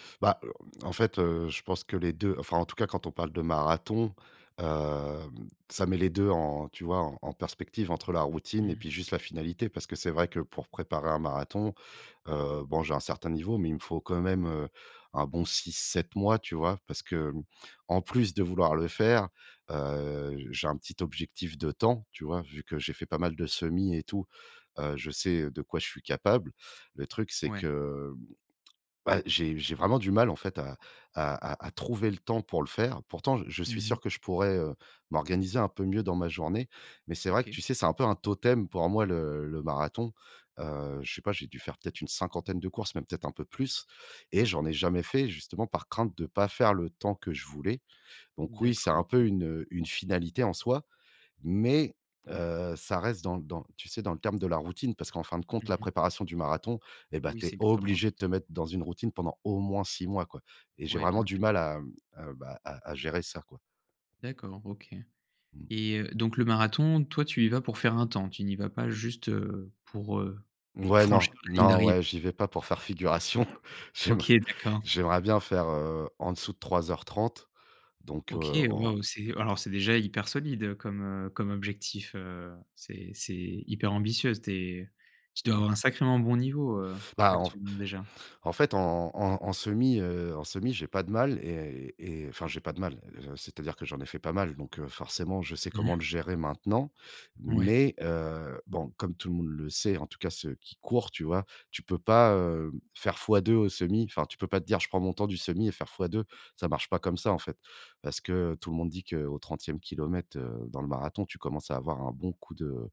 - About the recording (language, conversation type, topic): French, advice, Comment puis-je mettre en place et tenir une routine d’exercice régulière ?
- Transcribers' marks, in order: drawn out: "hem"; other background noise; chuckle